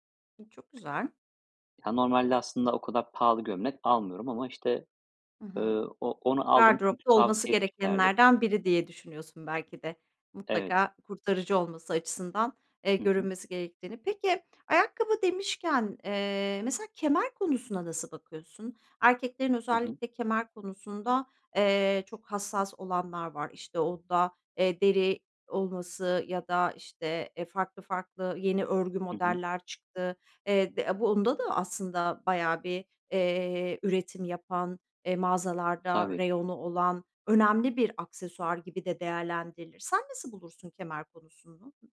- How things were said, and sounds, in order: other background noise; tapping
- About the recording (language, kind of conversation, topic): Turkish, podcast, Uygun bir bütçeyle şık görünmenin yolları nelerdir?